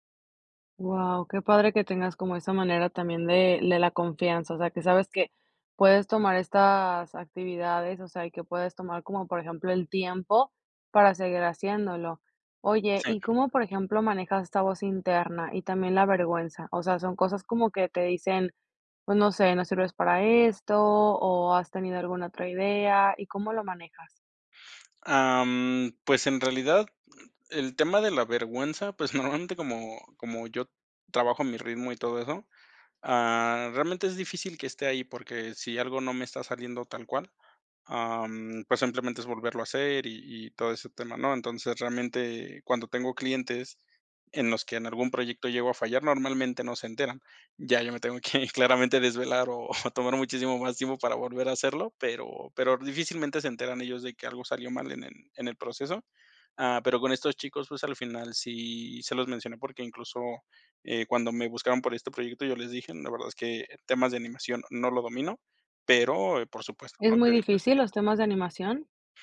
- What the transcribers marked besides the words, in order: other background noise; chuckle
- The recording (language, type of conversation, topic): Spanish, podcast, ¿Cómo recuperas la confianza después de fallar?